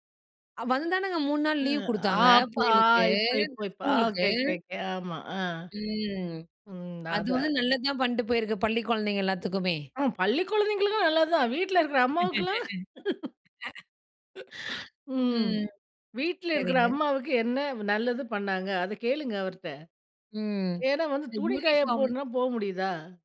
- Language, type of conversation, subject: Tamil, podcast, மழையால் நமது அன்றாட வாழ்க்கையில் என்னென்ன மாற்றங்கள் ஏற்படுகின்றன?
- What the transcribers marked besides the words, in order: background speech; drawn out: "ம்"; laugh; laugh; chuckle; in English: "யூனிஃபார்ம்"